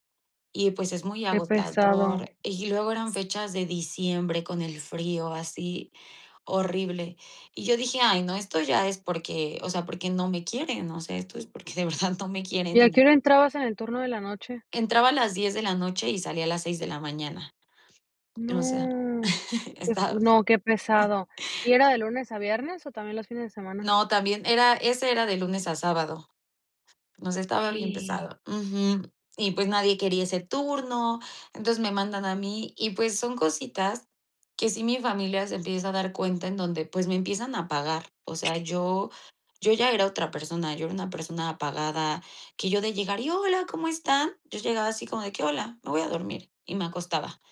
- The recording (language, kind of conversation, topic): Spanish, podcast, ¿Cómo decidiste dejar un trabajo estable?
- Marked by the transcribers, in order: drawn out: "No"; chuckle; other noise; gasp